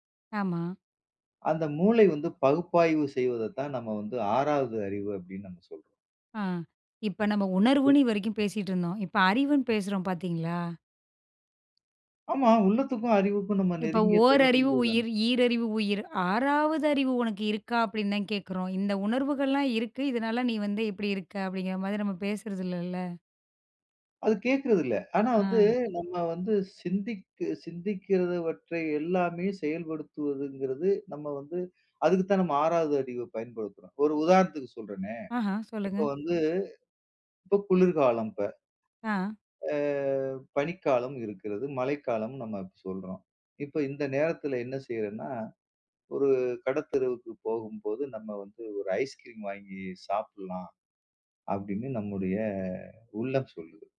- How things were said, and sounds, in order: none
- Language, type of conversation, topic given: Tamil, podcast, உங்கள் உள்ளக் குரலை நீங்கள் எப்படி கவனித்துக் கேட்கிறீர்கள்?